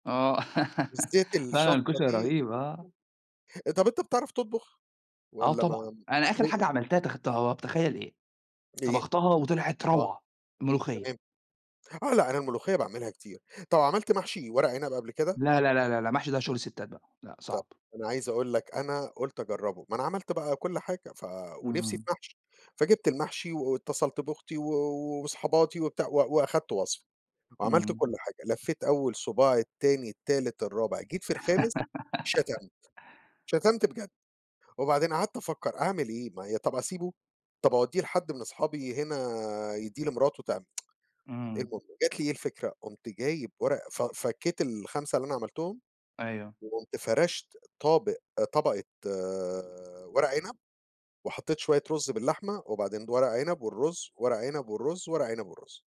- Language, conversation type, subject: Arabic, unstructured, إيه أكتر وجبة بتحبها وليه بتحبها؟
- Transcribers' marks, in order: laugh; tapping; laugh; tsk